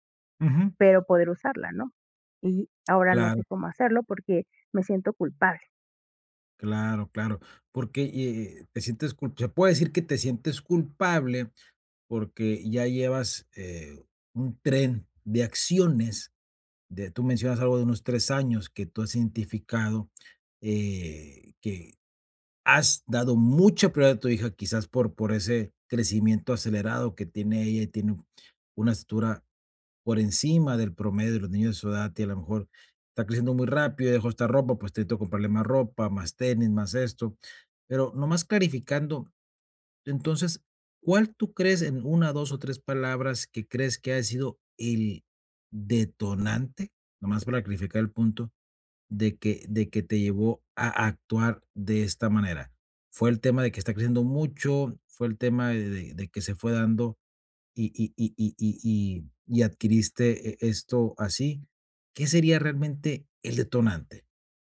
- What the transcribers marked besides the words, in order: tapping
- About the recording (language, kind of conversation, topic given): Spanish, advice, ¿Cómo puedo priorizar mis propias necesidades si gasto para impresionar a los demás?